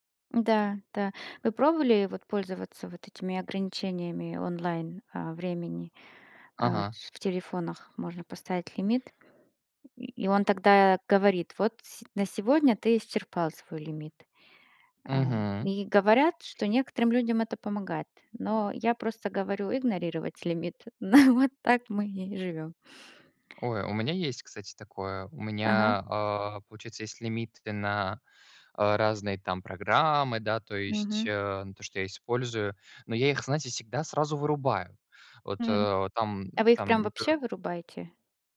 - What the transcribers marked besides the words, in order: tapping; other background noise; laughing while speaking: "На"
- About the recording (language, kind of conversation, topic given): Russian, unstructured, Какие привычки помогают тебе оставаться продуктивным?